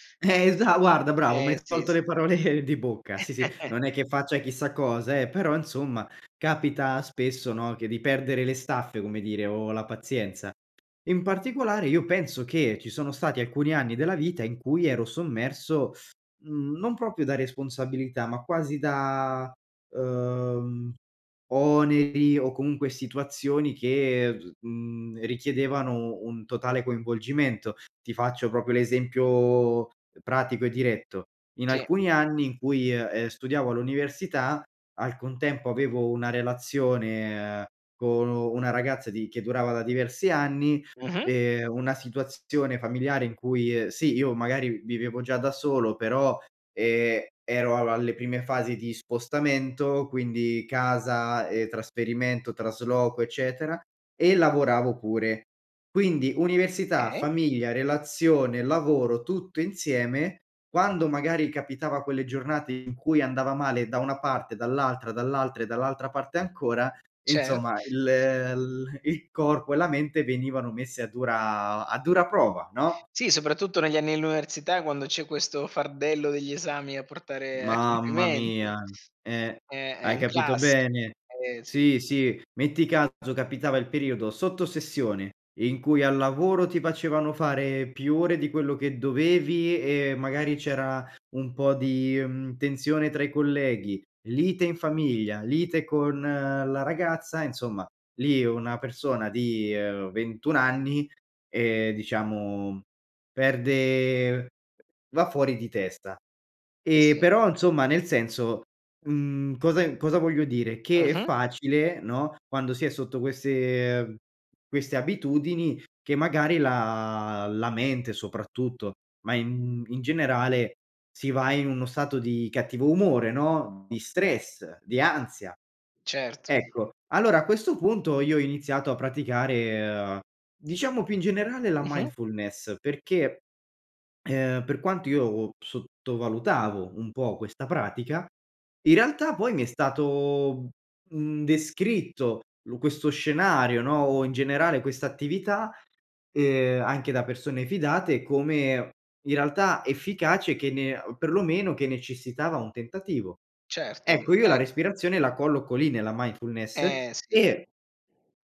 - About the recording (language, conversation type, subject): Italian, podcast, Come usi la respirazione per calmarti?
- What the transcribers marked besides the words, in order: laughing while speaking: "Eh, esa"; laughing while speaking: "parole"; chuckle; tapping; "proprio" said as "popio"; "proprio" said as "popio"; "Okay" said as "kay"; other background noise; in English: "mindfulness"; in English: "mindfulness"